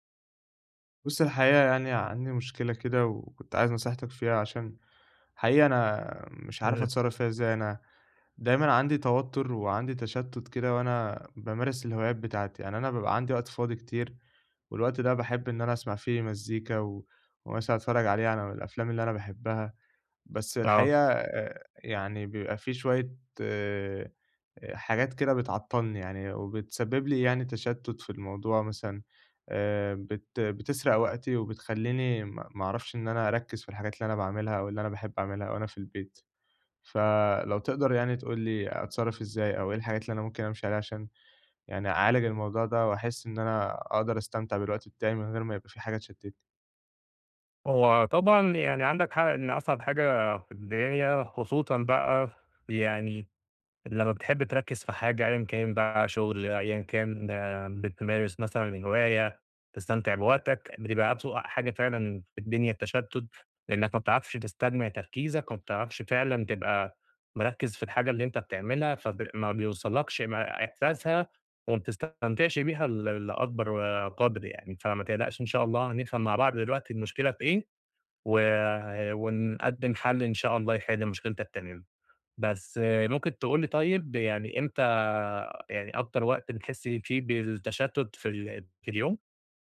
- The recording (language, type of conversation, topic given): Arabic, advice, ليه بقيت بتشتت ومش قادر أستمتع بالأفلام والمزيكا والكتب في البيت؟
- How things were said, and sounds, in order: unintelligible speech; other noise